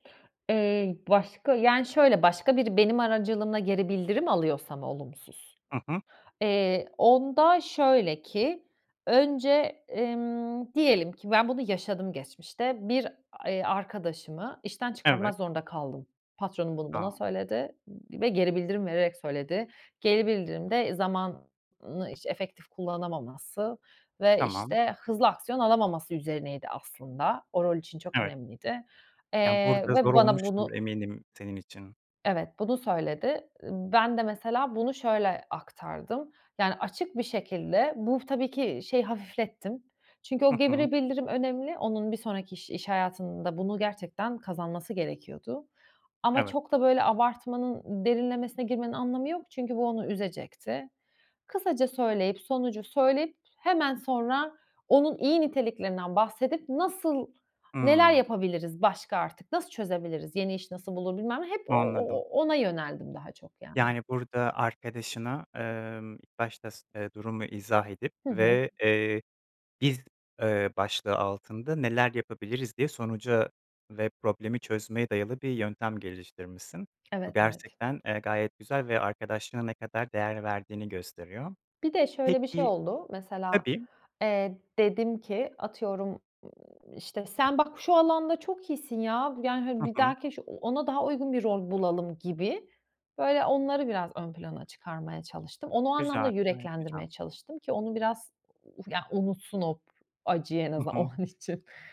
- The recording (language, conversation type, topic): Turkish, podcast, Geri bildirim verirken nelere dikkat edersin?
- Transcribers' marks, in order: other background noise